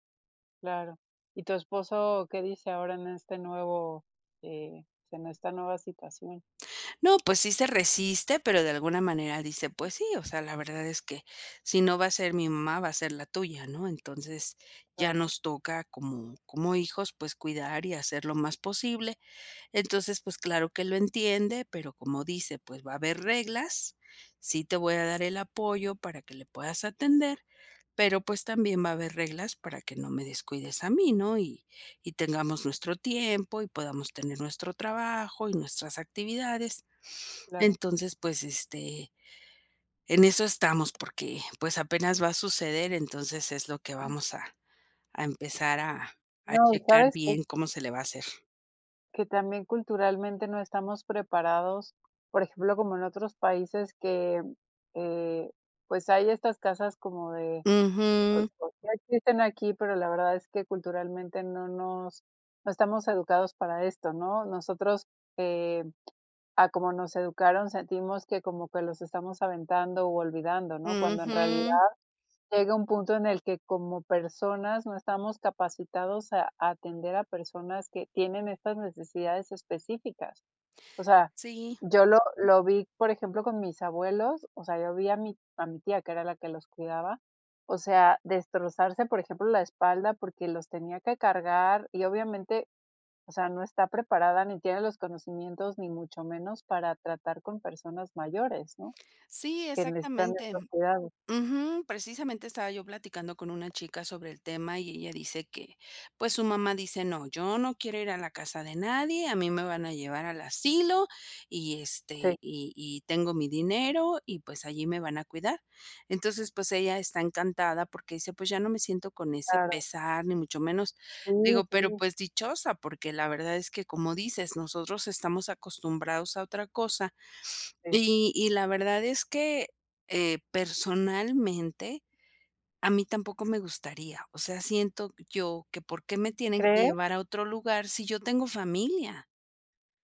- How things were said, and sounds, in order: other background noise; tapping; other noise
- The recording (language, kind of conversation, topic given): Spanish, podcast, ¿Qué evento te obligó a replantearte tus prioridades?